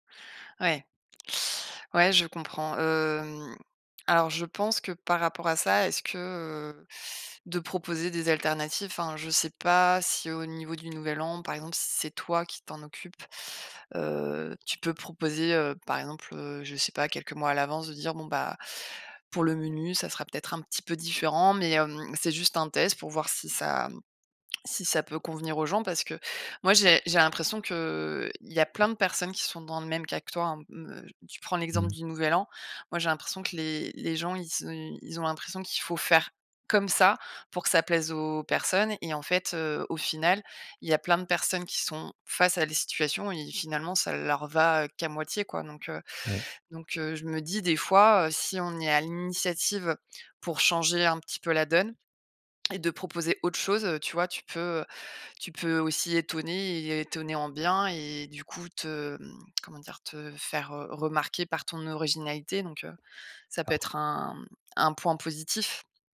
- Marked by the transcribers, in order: stressed: "comme ça"; tsk; tapping; other background noise
- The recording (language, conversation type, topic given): French, advice, Comment gérer la pression sociale de dépenser pour des événements sociaux ?